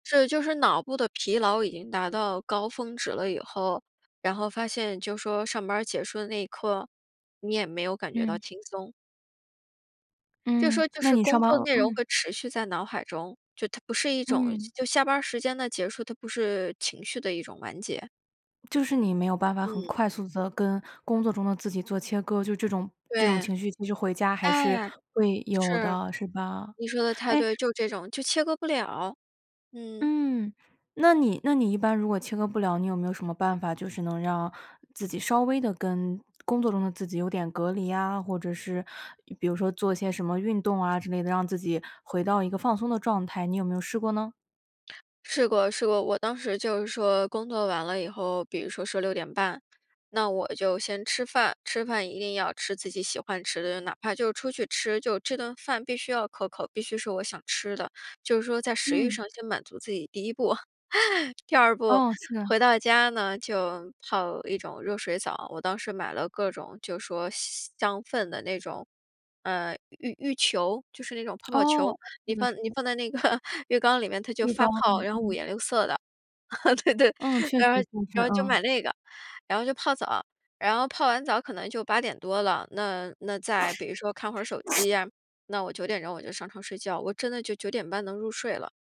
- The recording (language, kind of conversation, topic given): Chinese, podcast, 你通常如何保持心理健康，并在情绪低落时应对？
- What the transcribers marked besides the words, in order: other background noise; tapping; chuckle; laughing while speaking: "个"; chuckle; laughing while speaking: "对 对"; sneeze